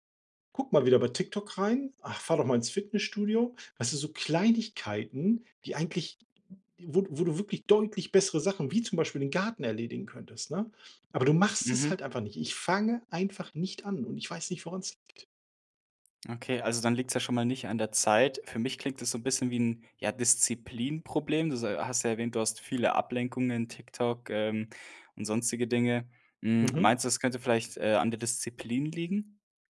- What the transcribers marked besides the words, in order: stressed: "Ich fange einfach nicht an"
- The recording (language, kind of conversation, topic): German, advice, Warum fällt es dir schwer, langfristige Ziele konsequent zu verfolgen?